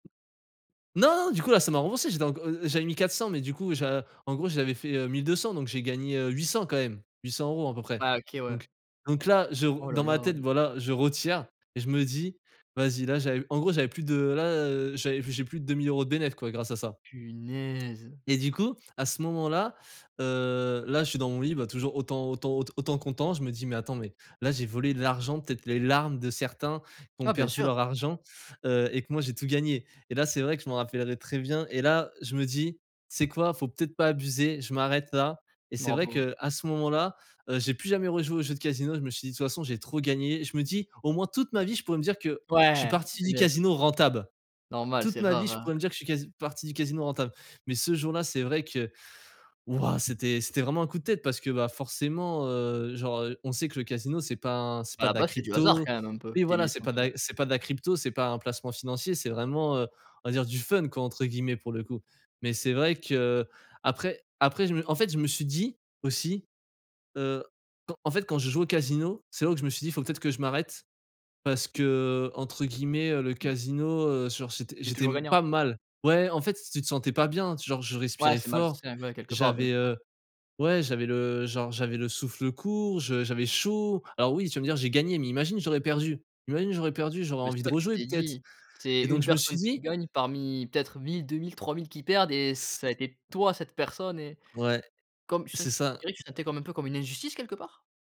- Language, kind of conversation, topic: French, podcast, Parle-moi d’un risque que tu as pris sur un coup de tête ?
- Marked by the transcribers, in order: tapping; stressed: "Non"; drawn out: "Punaise"; joyful: "wouah"; stressed: "toi"